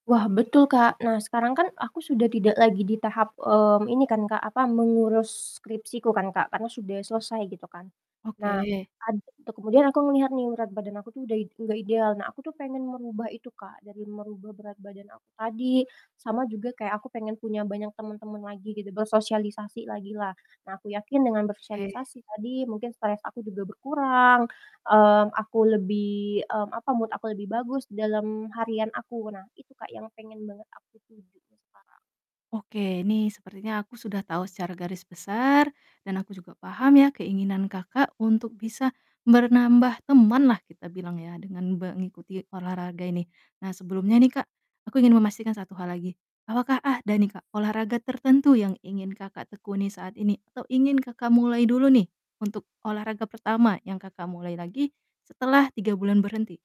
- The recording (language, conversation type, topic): Indonesian, advice, Bagaimana cara mulai olahraga lagi setelah lama berhenti?
- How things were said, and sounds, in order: static; distorted speech; in English: "mood"